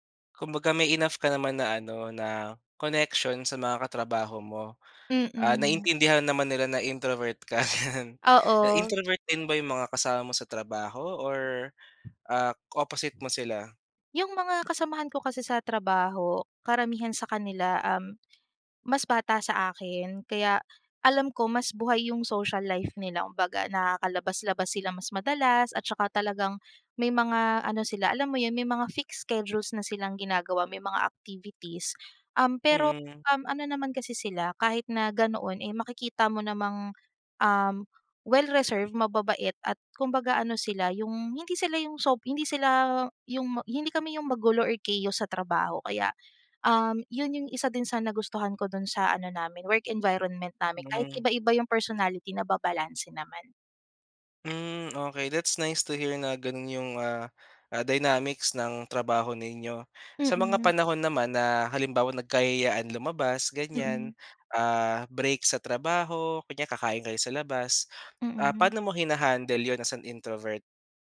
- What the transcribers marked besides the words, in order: laughing while speaking: "'yan"; wind
- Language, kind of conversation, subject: Filipino, podcast, Ano ang simpleng ginagawa mo para hindi maramdaman ang pag-iisa?